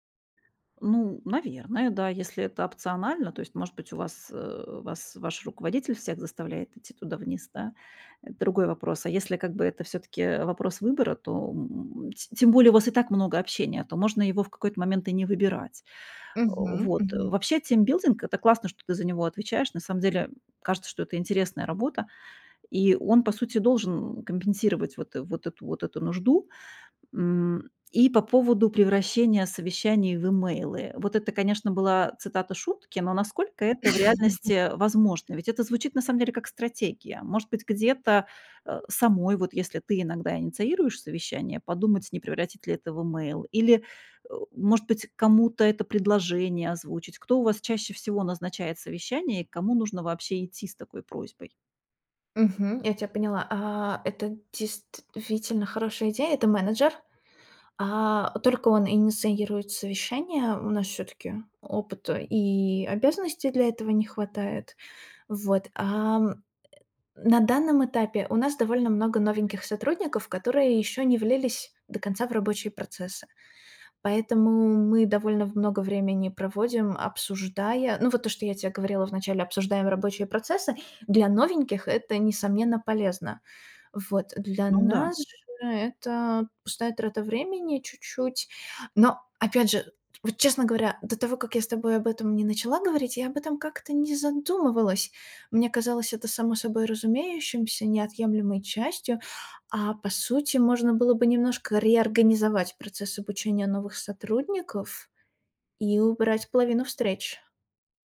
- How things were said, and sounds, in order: chuckle
- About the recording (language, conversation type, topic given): Russian, advice, Как сократить количество бессмысленных совещаний, которые отнимают рабочее время?